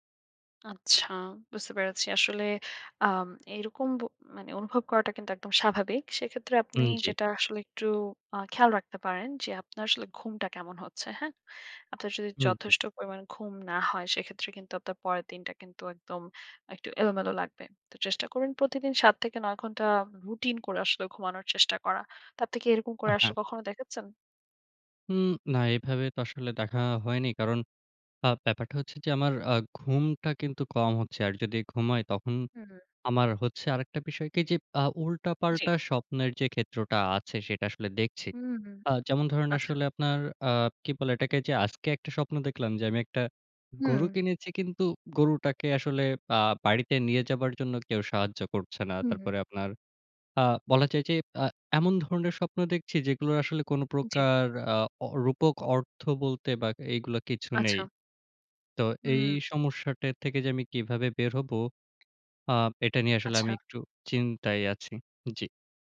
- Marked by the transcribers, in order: tapping
- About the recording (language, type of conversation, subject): Bengali, advice, সারা সময় ক্লান্তি ও বার্নআউট অনুভব করছি